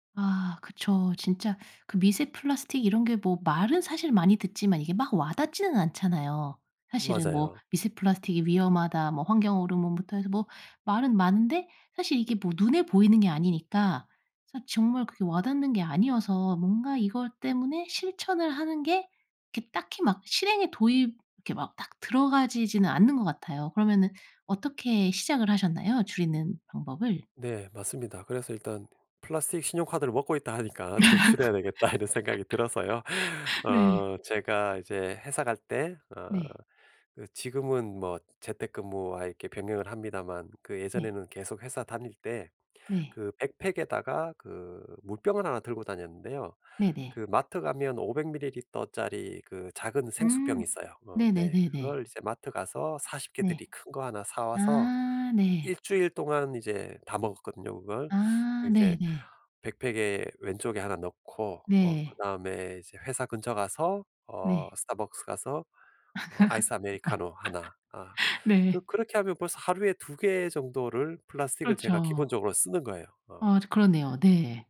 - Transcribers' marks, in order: laugh; laughing while speaking: "좀 줄여야 되겠다"; laugh
- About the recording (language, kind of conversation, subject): Korean, podcast, 플라스틱 사용을 줄이는 가장 쉬운 방법은 무엇인가요?